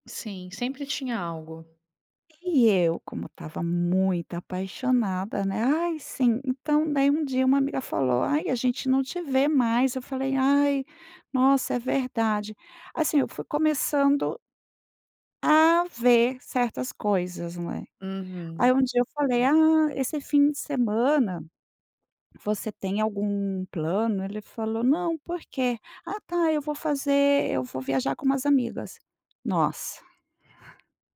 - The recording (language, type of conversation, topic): Portuguese, advice, Como você está lidando com o fim de um relacionamento de longo prazo?
- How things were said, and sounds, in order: none